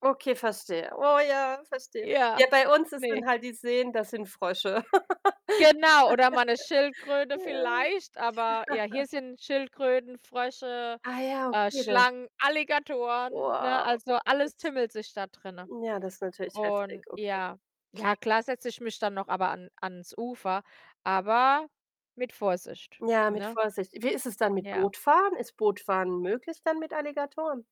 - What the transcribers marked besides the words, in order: laugh; chuckle; distorted speech; "tummelt" said as "tümmelt"
- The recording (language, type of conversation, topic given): German, unstructured, Wie verbringst du deine Freizeit am liebsten?